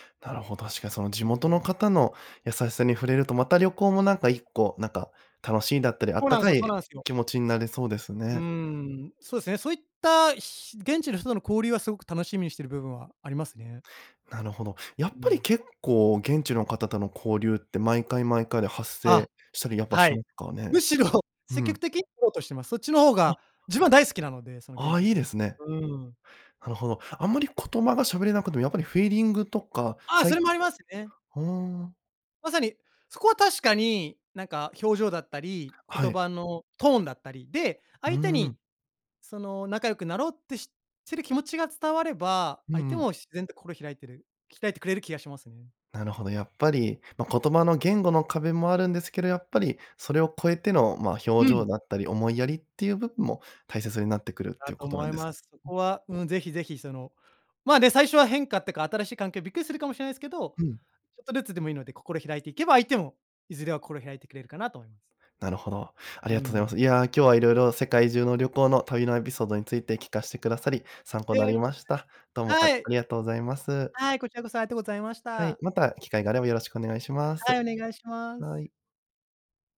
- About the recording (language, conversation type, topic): Japanese, podcast, 一番心に残っている旅のエピソードはどんなものでしたか？
- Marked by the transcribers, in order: laughing while speaking: "むしろ"; "言葉" said as "ことま"; other noise